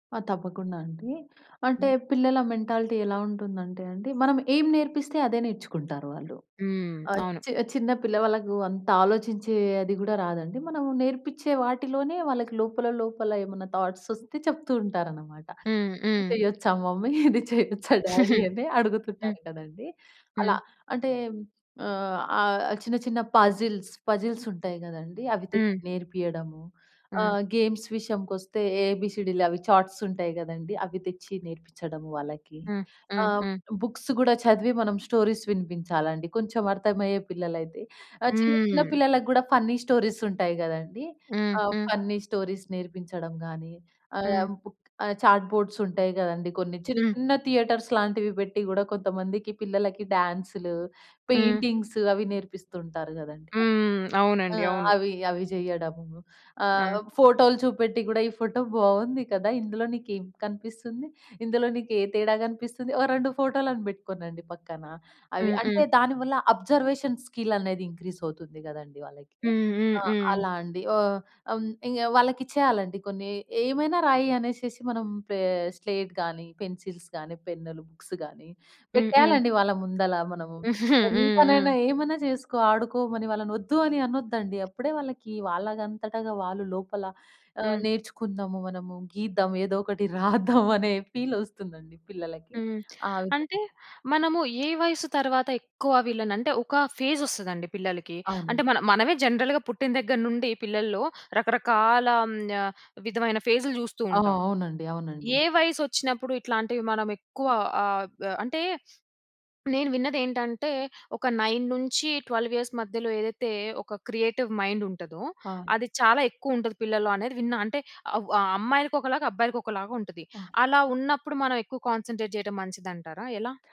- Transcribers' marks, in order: in English: "మెంటాలిటీ"; tapping; laughing while speaking: "ఇది చెయ్యొచ్చా మమ్మీ? ఇది చెయ్యొచ్చా డ్యాడీ? అని అడుగుతుంటారు గదండీ"; in English: "మమ్మీ?"; chuckle; in English: "డ్యాడీ?"; in English: "గేమ్స్"; in English: "బుక్స్"; in English: "స్టోరీస్"; in English: "ఫన్నీ"; in English: "ఫన్నీ స్టోరీస్"; in English: "బుక్"; stressed: "చిన్న"; in English: "థియేటర్స్"; in English: "అబ్జర్వేషన్"; in English: "స్లేట్"; in English: "పెన్సిల్స్"; in English: "బుక్స్"; chuckle; other background noise; laughing while speaking: "రాద్దాం అనే ఫీలొస్తుందండి"; in English: "జనరల్‌గా"; in English: "నైన్ నుంచి ట్వెల్వ్ ఇయర్స్"; in English: "క్రియేటివ్"; in English: "కాన్సంట్రేట్"
- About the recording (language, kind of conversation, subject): Telugu, podcast, పిల్లలతో సృజనాత్మక ఆటల ఆలోచనలు ఏవైనా చెప్పగలరా?